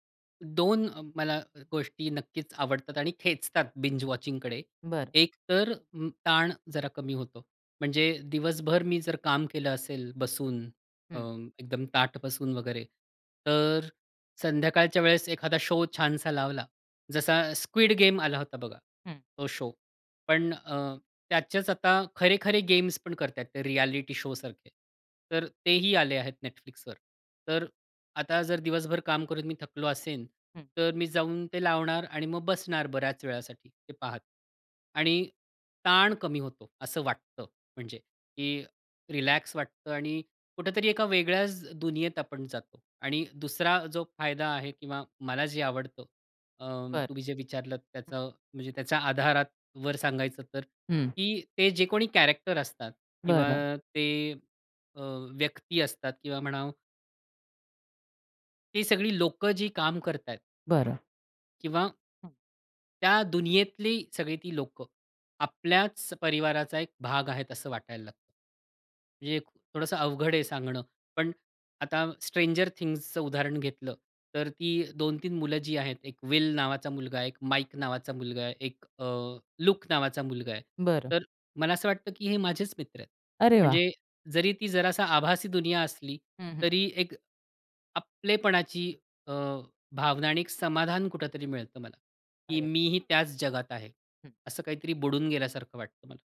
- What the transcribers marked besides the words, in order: in English: "बिंज वॉचिंगकडे"; in English: "शो"; in English: "शो"; in English: "रिएलिटी शो"; in English: "कॅरेक्टर"; other background noise
- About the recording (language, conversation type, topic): Marathi, podcast, बिंज-वॉचिंग बद्दल तुमचा अनुभव कसा आहे?